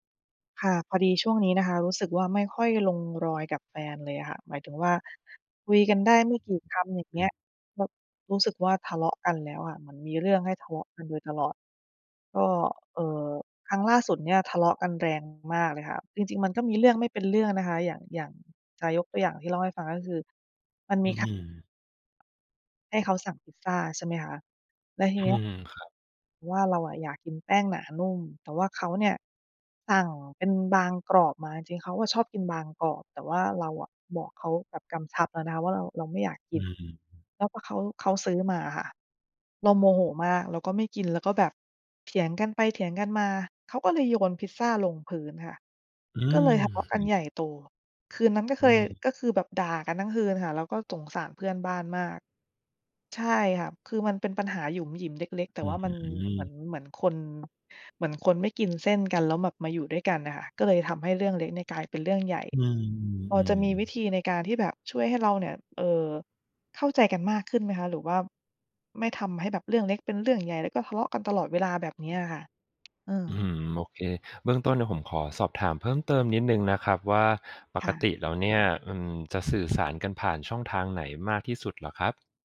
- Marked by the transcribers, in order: other background noise
- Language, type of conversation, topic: Thai, advice, คุณทะเลาะกับคู่รักเพราะความเข้าใจผิดในการสื่อสารอย่างไร และอยากให้การพูดคุยครั้งนี้ได้ผลลัพธ์แบบไหน?